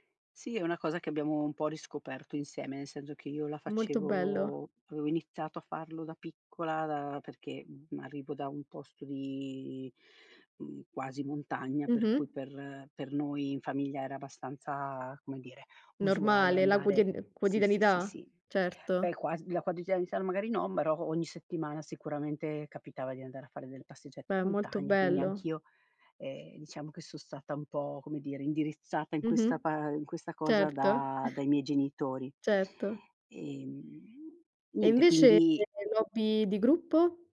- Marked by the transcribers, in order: chuckle
- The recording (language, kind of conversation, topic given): Italian, podcast, Preferisci hobby solitari o di gruppo, e perché?